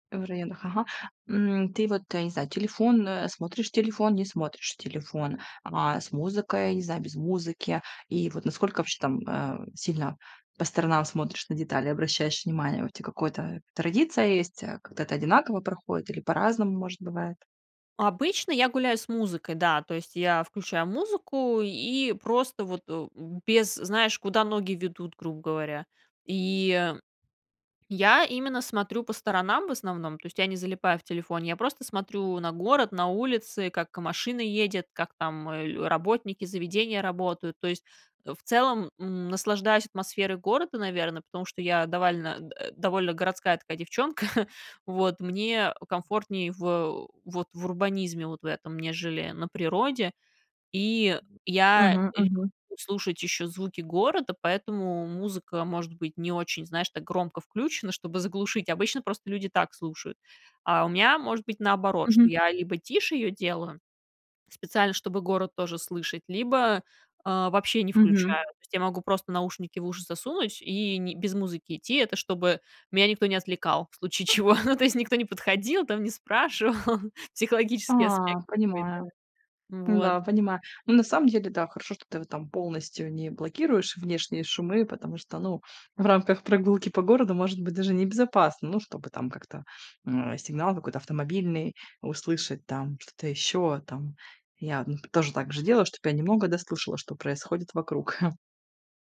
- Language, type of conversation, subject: Russian, podcast, Как сделать обычную прогулку более осознанной и спокойной?
- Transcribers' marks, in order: chuckle; other background noise; laughing while speaking: "в случае чего"; laughing while speaking: "не спрашивал"; chuckle